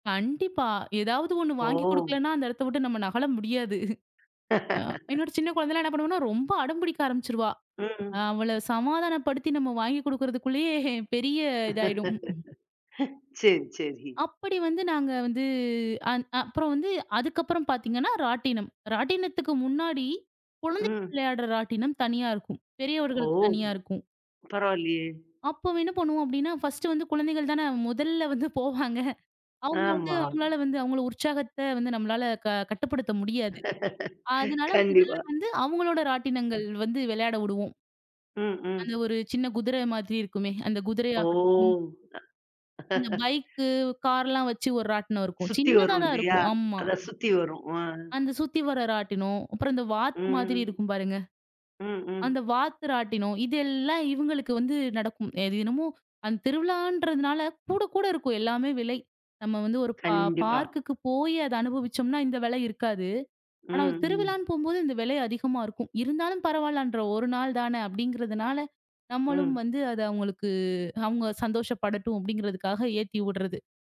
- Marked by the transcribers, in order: drawn out: "ஓ!"; laughing while speaking: "முடியாது"; laugh; other noise; tapping; laughing while speaking: "குடுக்கறதுக்குள்ளயே"; laughing while speaking: "சரி சரி"; other background noise; laughing while speaking: "முதல்ல வந்து போவாங்க"; laughing while speaking: "கண்டிப்பா"; drawn out: "ஓ!"; laugh; drawn out: "ம்"
- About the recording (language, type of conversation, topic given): Tamil, podcast, ஒரு உள்ளூர் விழாவில் நீங்கள் கலந்துகொண்ட அனுபவத்தை விவரிக்க முடியுமா?